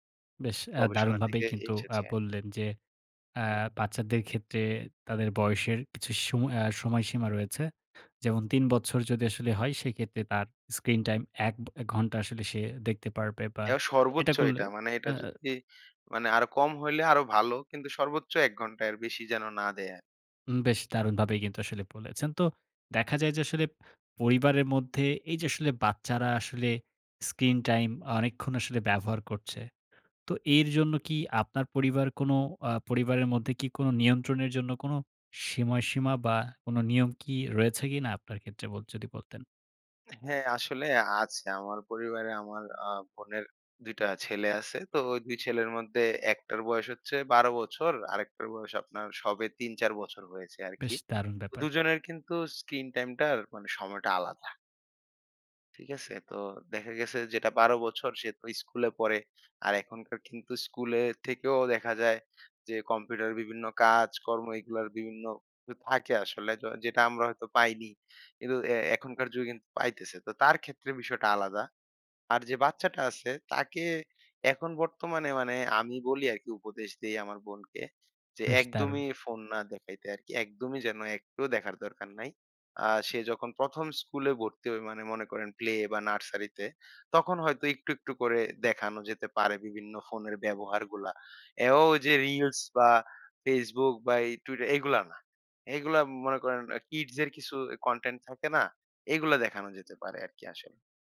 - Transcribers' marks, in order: "বছর" said as "বচ্ছর"; "সময়সীমা" said as "সিময়সীমা"; "এও" said as "অ্যাও"
- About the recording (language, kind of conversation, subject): Bengali, podcast, শিশুদের স্ক্রিন টাইম নিয়ন্ত্রণে সাধারণ কোনো উপায় আছে কি?